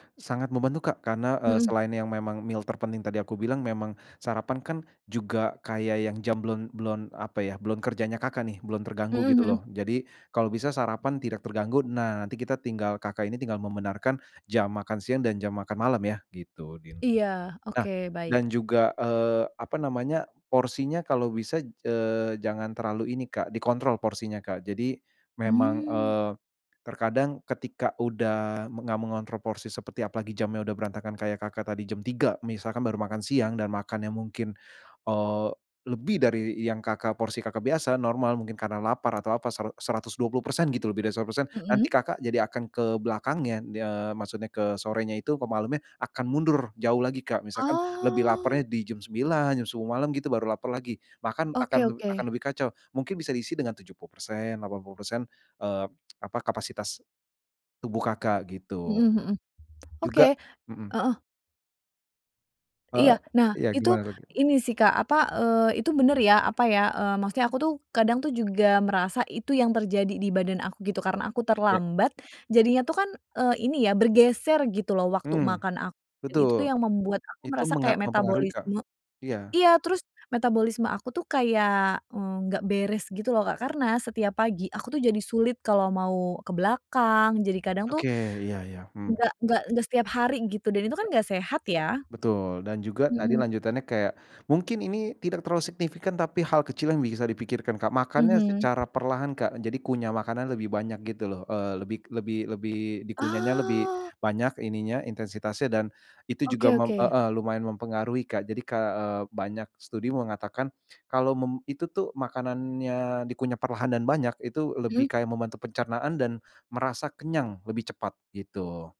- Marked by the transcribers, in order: in English: "meal"; other background noise
- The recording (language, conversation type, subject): Indonesian, advice, Bagaimana cara berhenti sering melewatkan waktu makan dan mengurangi kebiasaan ngemil tidak sehat di malam hari?